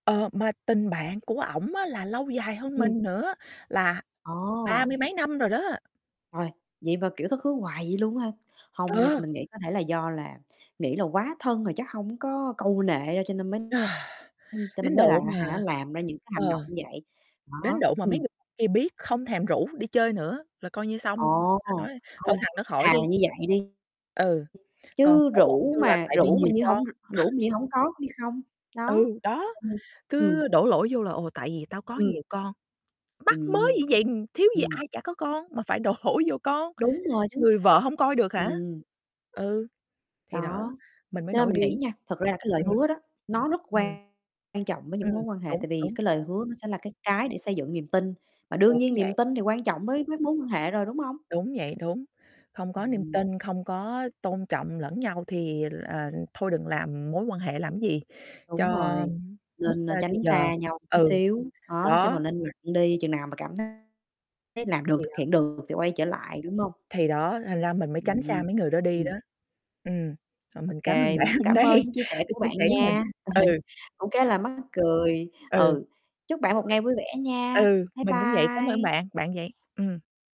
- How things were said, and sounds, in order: static; other background noise; tapping; sigh; distorted speech; unintelligible speech; laugh; laughing while speaking: "đổ"; laughing while speaking: "bạn hôm nay"; chuckle
- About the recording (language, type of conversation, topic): Vietnamese, unstructured, Bạn cảm thấy thế nào khi ai đó không giữ lời hứa?